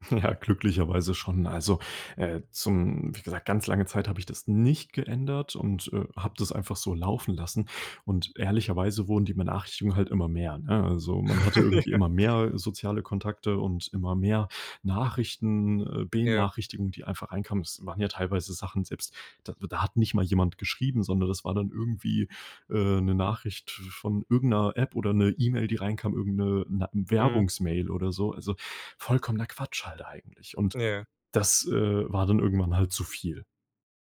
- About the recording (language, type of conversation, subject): German, podcast, Wie gehst du mit ständigen Benachrichtigungen um?
- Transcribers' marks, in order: laughing while speaking: "Ja"; laugh; laughing while speaking: "Ja"